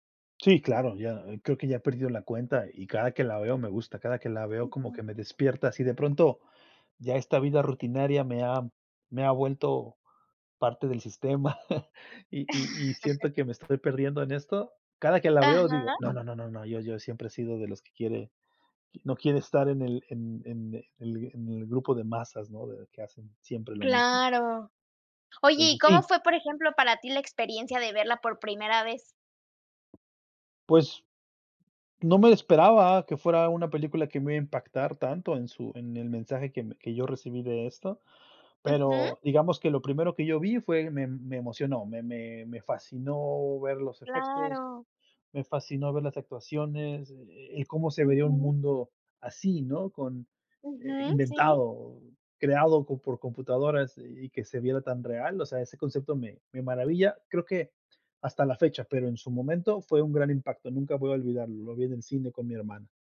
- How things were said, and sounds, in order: chuckle; tapping
- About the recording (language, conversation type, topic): Spanish, unstructured, ¿Cuál es tu película favorita y por qué te gusta tanto?